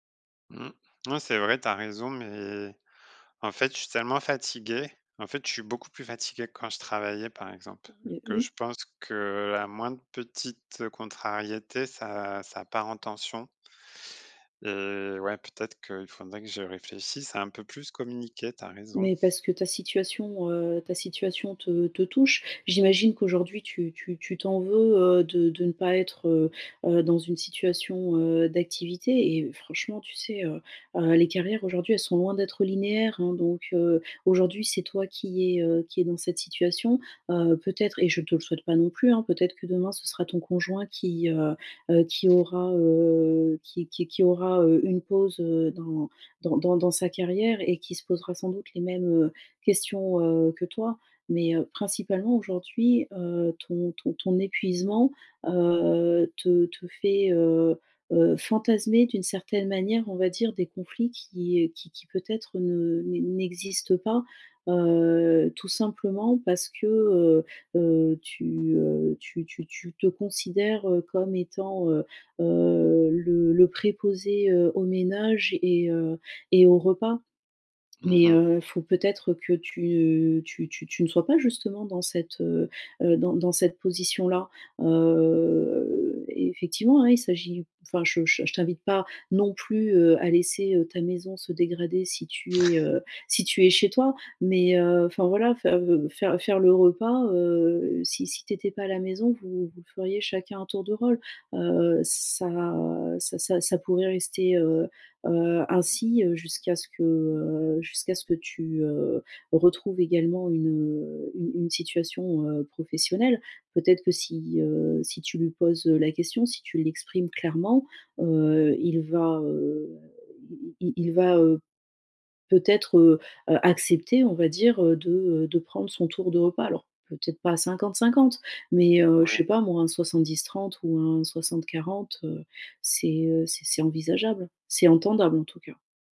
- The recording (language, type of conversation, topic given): French, advice, Comment décririez-vous les tensions familiales liées à votre épuisement ?
- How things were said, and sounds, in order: other background noise; drawn out: "Heu"; chuckle; drawn out: "heu"; other noise